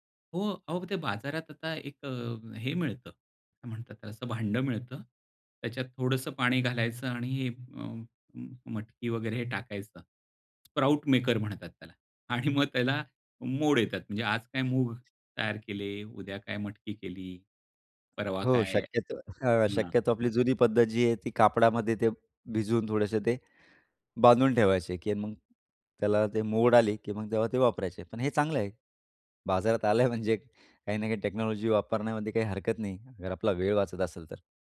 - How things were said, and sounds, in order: in English: "स्प्राउट मेकर"; tapping; laughing while speaking: "आले आहे म्हणजे"; in English: "टेक्नॉलॉजी"
- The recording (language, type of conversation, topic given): Marathi, podcast, घरच्या जेवणात पौष्टिकता वाढवण्यासाठी तुम्ही कोणते सोपे बदल कराल?